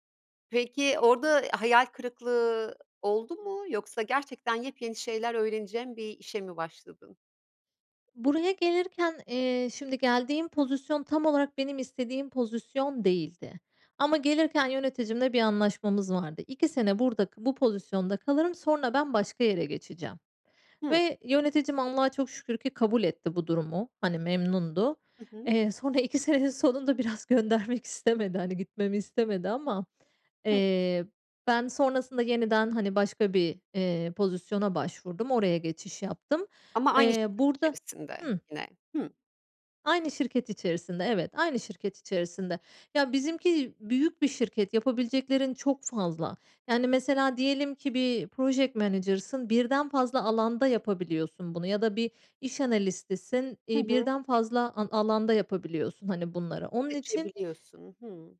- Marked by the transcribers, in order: laughing while speaking: "sonra iki senenin sonunda biraz göndermek istemedi"; in English: "project manager'sın"
- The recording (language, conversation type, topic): Turkish, podcast, İş değiştirmeye karar verirken seni en çok ne düşündürür?
- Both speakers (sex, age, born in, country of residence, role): female, 35-39, Turkey, Spain, guest; female, 50-54, Turkey, Italy, host